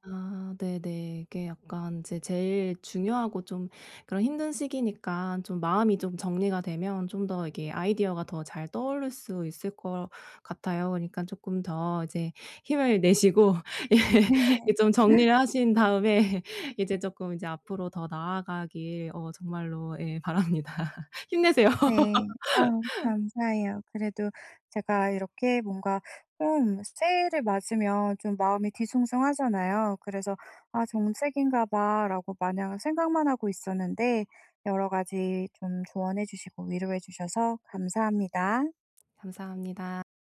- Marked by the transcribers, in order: laughing while speaking: "네"; laugh; laughing while speaking: "다음에"; laughing while speaking: "바랍니다. 힘내세요"; laugh; other background noise
- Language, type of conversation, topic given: Korean, advice, 정체기를 어떻게 극복하고 동기를 꾸준히 유지할 수 있을까요?